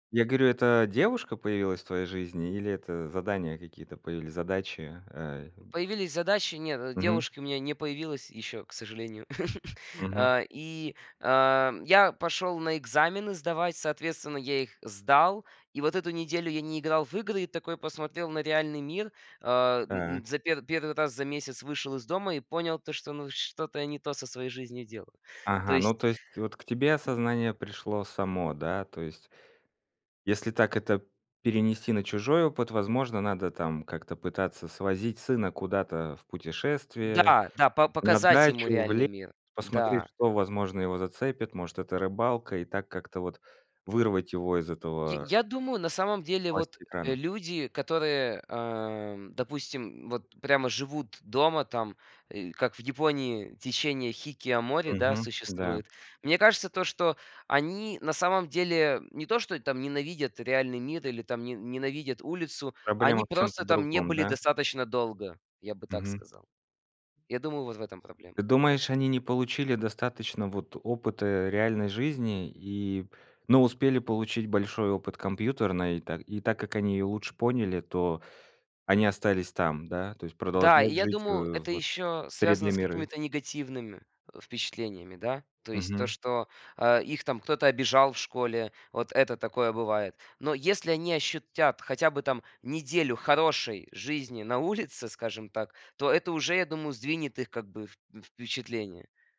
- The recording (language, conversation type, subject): Russian, podcast, Как вы подходите к теме экранного времени и гаджетов?
- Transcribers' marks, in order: tapping; chuckle; other background noise